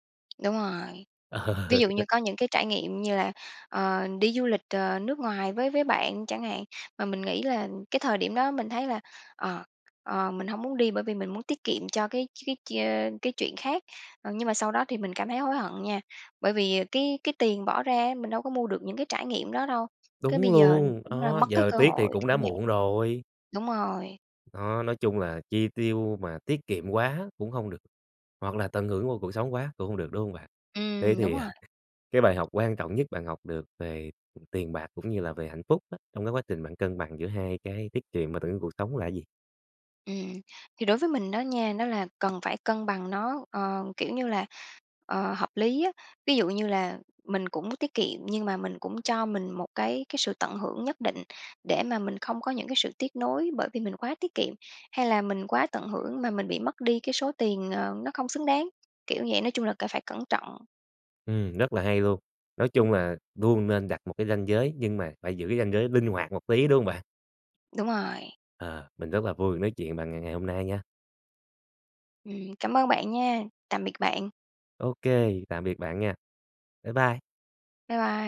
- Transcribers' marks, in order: laughing while speaking: "Ờ"; tapping; other background noise; laughing while speaking: "ờ"
- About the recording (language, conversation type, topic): Vietnamese, podcast, Bạn cân bằng giữa tiết kiệm và tận hưởng cuộc sống thế nào?